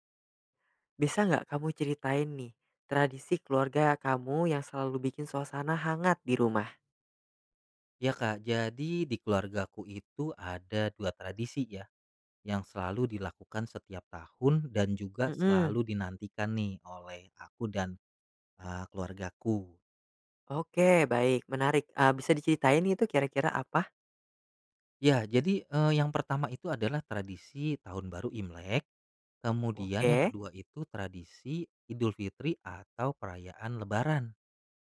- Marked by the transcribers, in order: none
- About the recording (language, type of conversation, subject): Indonesian, podcast, Ceritakan tradisi keluarga apa yang selalu membuat suasana rumah terasa hangat?